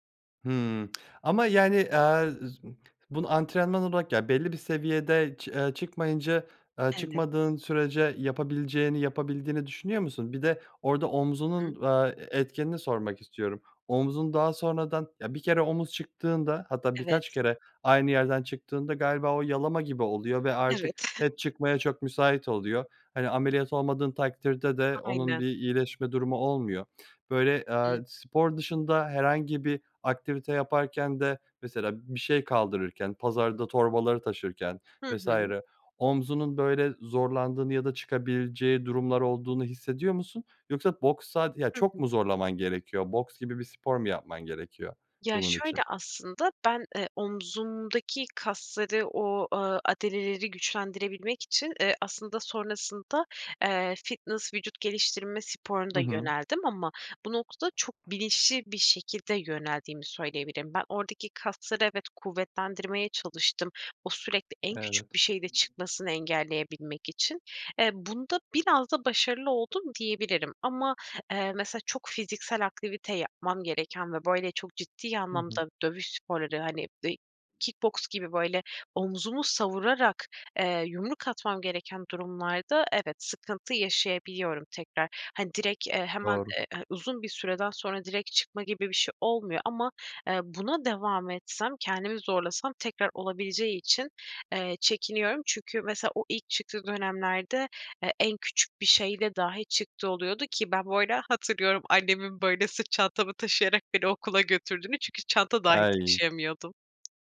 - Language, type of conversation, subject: Turkish, podcast, Bıraktığın hangi hobiye yeniden başlamak isterdin?
- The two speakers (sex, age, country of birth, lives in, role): female, 25-29, Turkey, Poland, guest; male, 30-34, Turkey, Germany, host
- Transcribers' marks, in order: lip smack; unintelligible speech; other background noise